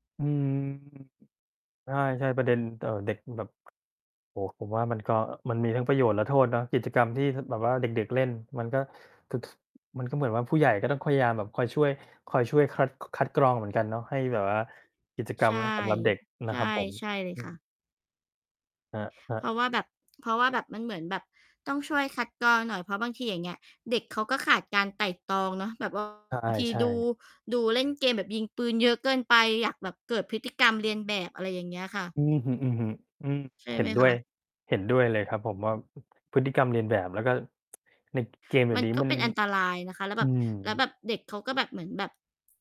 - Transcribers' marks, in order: other background noise; distorted speech; tsk
- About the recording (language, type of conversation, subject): Thai, unstructured, คุณคิดถึงช่วงเวลาที่มีความสุขในวัยเด็กบ่อยแค่ไหน?